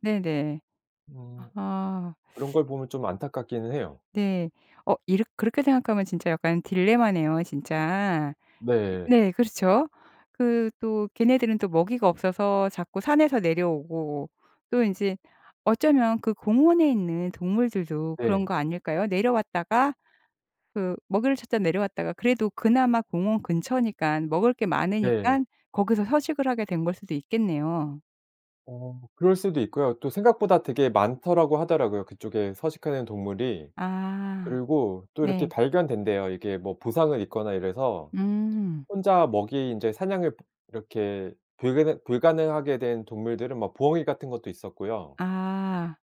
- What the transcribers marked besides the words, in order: other background noise; tapping
- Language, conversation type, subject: Korean, podcast, 자연이 위로가 됐던 순간을 들려주실래요?